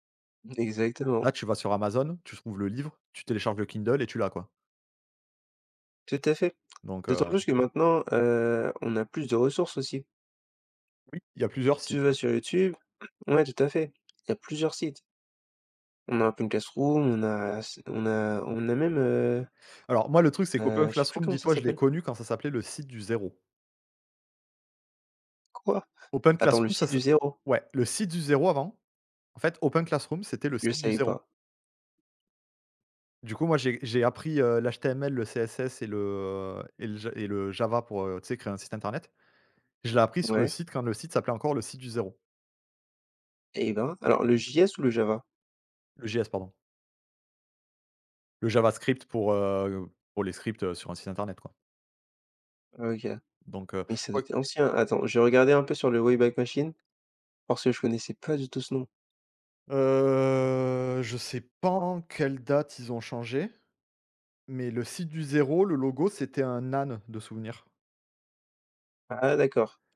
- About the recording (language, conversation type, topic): French, unstructured, Comment la technologie change-t-elle notre façon d’apprendre aujourd’hui ?
- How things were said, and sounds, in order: other background noise; drawn out: "Heu"; tapping